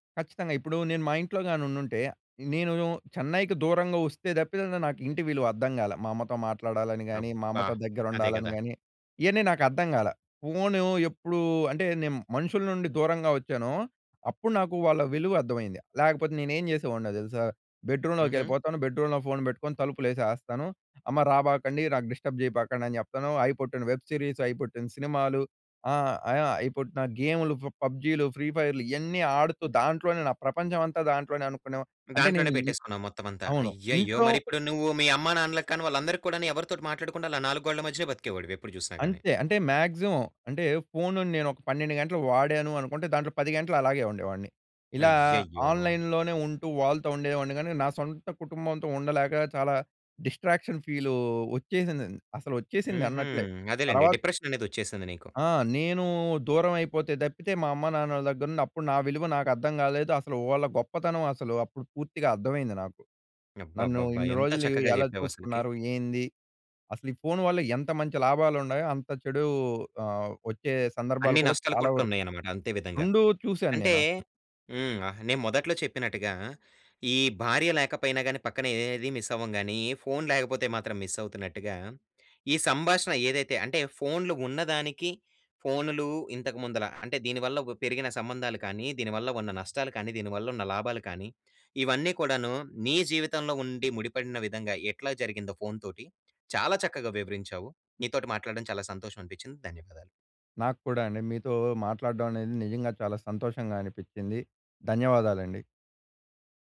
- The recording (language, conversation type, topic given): Telugu, podcast, మీ ఫోన్ వల్ల మీ సంబంధాలు ఎలా మారాయి?
- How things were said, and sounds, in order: in English: "బెడ్‌రూమ్‌లోకి"; in English: "బెడ్‌రూమ్‌లో"; in English: "డిస్టర్బ్"; in English: "వెబ్ సీరీస్"; in English: "మాక్సిమం"; in English: "ఆన్‌లైన్‌లోనే"; in English: "డిస్ట్రాక్షన్"; in English: "డిప్రెషన్"; in English: "మిస్"; in English: "మిస్"